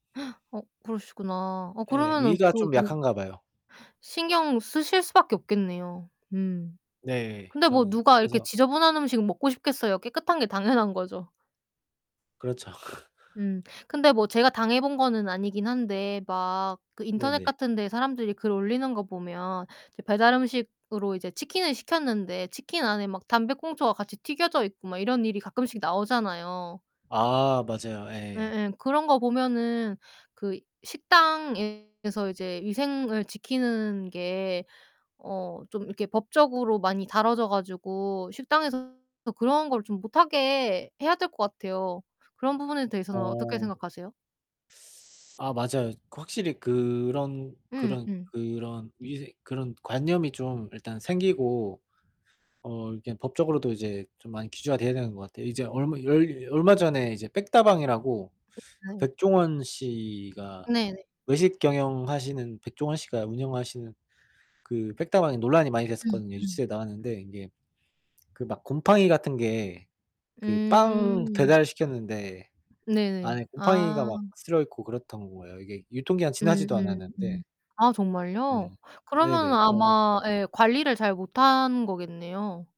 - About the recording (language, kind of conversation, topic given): Korean, unstructured, 음식에서 이물질을 발견하면 어떻게 대처하시나요?
- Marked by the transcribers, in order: gasp; gasp; laugh; distorted speech; teeth sucking; other background noise; tapping